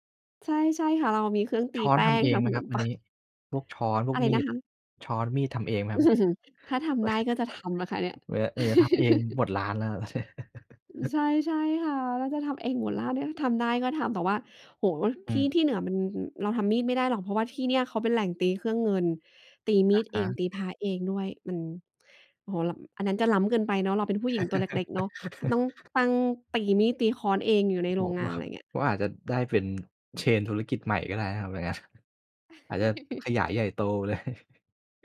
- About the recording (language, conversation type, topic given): Thai, podcast, มีกลิ่นหรือรสอะไรที่ทำให้คุณนึกถึงบ้านขึ้นมาทันทีบ้างไหม?
- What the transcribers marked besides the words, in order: laughing while speaking: "ปัง"; chuckle; chuckle; chuckle; other background noise; tapping; in English: "เชน"; chuckle; laughing while speaking: "เลย"; chuckle